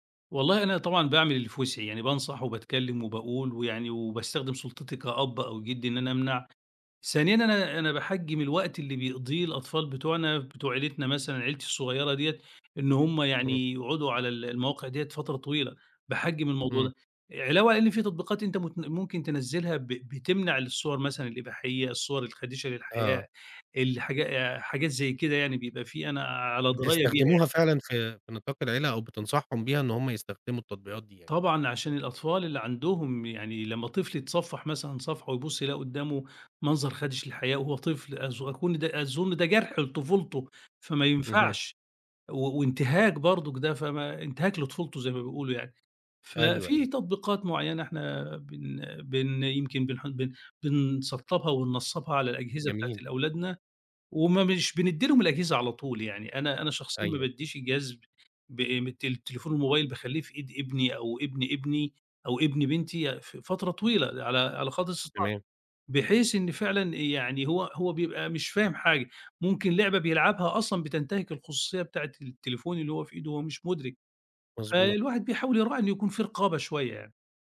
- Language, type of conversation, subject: Arabic, podcast, إيه نصايحك عشان أحمي خصوصيتي على السوشال ميديا؟
- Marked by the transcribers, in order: none